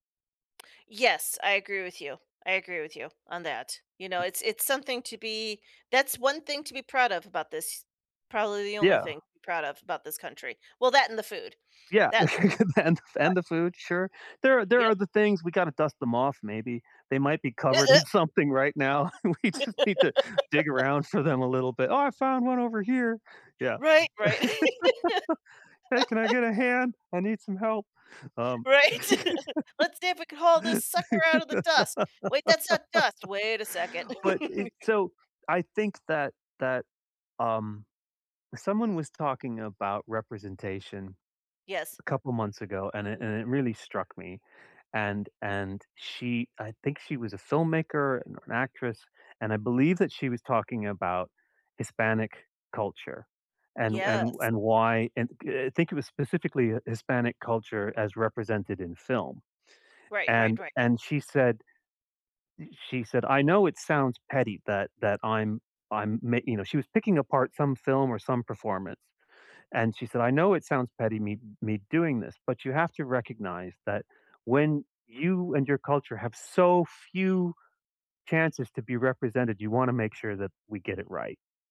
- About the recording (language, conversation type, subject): English, unstructured, How can I avoid cultural appropriation in fashion?
- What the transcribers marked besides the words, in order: other background noise; laugh; laughing while speaking: "And"; other noise; laugh; laughing while speaking: "in"; laughing while speaking: "We just need to"; put-on voice: "Oh, I found one over here"; laugh; put-on voice: "Hey, can I get a hand? I need some help"; laugh; laugh; laugh